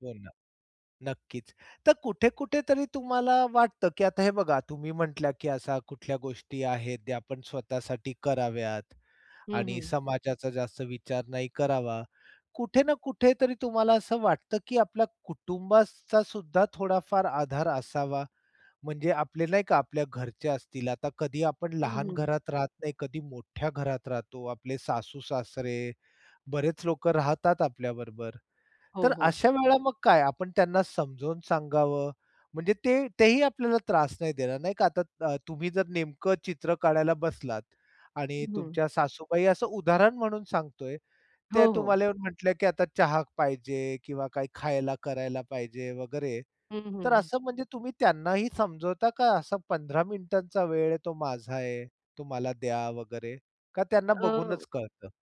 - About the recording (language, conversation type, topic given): Marathi, podcast, आरामासाठी वेळ कसा राखून ठेवता?
- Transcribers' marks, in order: other background noise; tapping